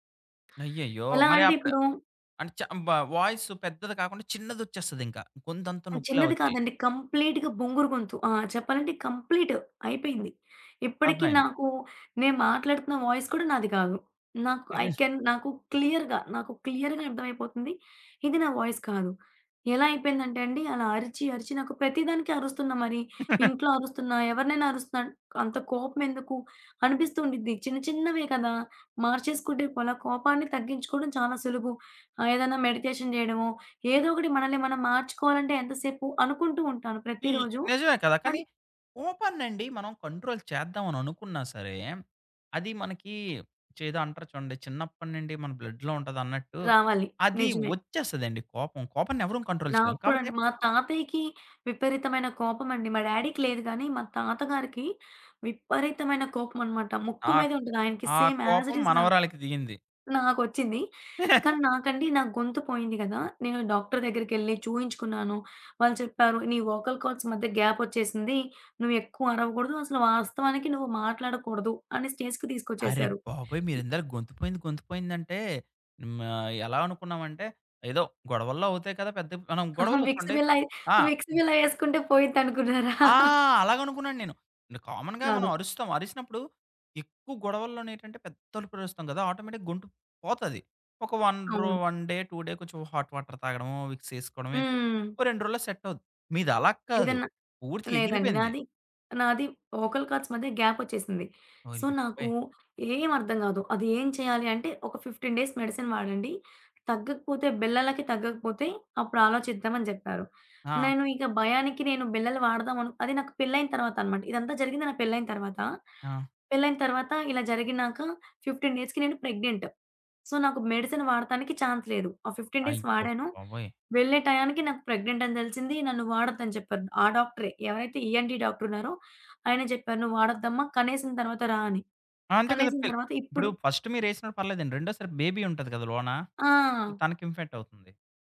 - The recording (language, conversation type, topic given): Telugu, podcast, పొరపాట్ల నుంచి నేర్చుకోవడానికి మీరు తీసుకునే చిన్న అడుగులు ఏవి?
- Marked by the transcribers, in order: in English: "వా వాయిస్"; in English: "కంప్లీట్‌గా"; in English: "కంప్లీట్"; in English: "వాయిస్"; in English: "ఐ కెన్"; unintelligible speech; in English: "క్లియర్‌గా"; in English: "క్లియర్‌గా"; in English: "వాయిస్"; chuckle; in English: "మెడికేషన్"; in English: "కంట్రోల్"; in English: "బ్లడ్‌లో"; in English: "కంట్రోల్"; tapping; in English: "డ్యాడీకి"; in English: "సేమ్ యాజ్ ఇట్ ఈజ్"; chuckle; in English: "వోకల్ కార్డ్స్"; in English: "స్టేజ్‌కి"; giggle; other background noise; chuckle; in English: "కామన్‌గా"; in English: "ఆటోమేటిక్‌గా"; "గొంతు" said as "గొంటు"; in English: "వన్"; in English: "వన్ డే, టూ డే"; in English: "హాట్ వాటర్"; in English: "వోకల్ కార్డ్స్"; in English: "సో"; in English: "ఫిఫ్టీన్ డేస్ మెడిసిన్"; in English: "ఫిఫ్టీన్ డేస్‌కి"; in English: "ప్రెగ్నెంట్. సో"; in English: "మెడిసిన్"; in English: "ఛాన్స్"; in English: "ఫిఫ్టీన్ డేస్"; in English: "ప్రెగ్నెంట్"; in English: "ఈఎన్‌టీ డాక్టర్"; in English: "ఫస్ట్"; in English: "బేబీ"